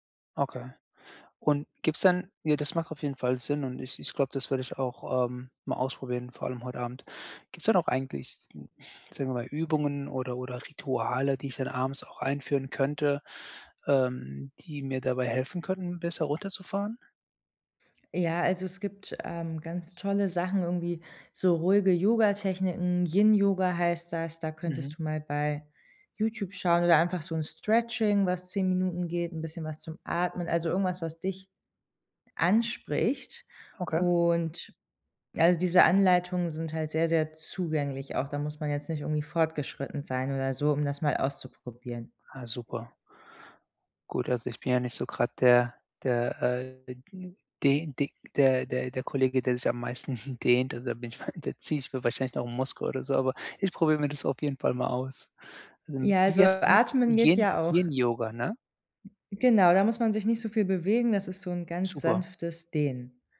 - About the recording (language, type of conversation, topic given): German, advice, Wie kann ich abends besser zur Ruhe kommen?
- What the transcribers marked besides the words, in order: chuckle; unintelligible speech; chuckle